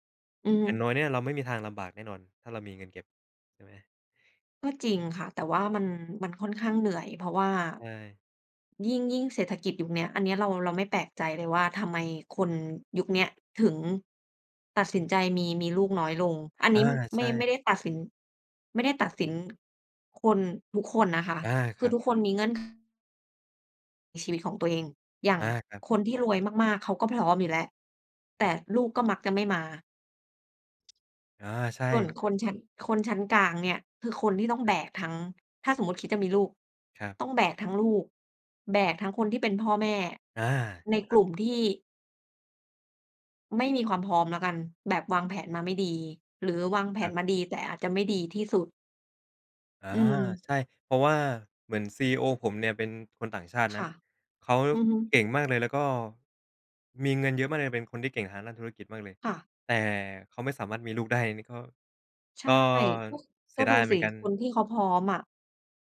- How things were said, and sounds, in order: other background noise
- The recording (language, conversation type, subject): Thai, unstructured, เงินมีความสำคัญกับชีวิตคุณอย่างไรบ้าง?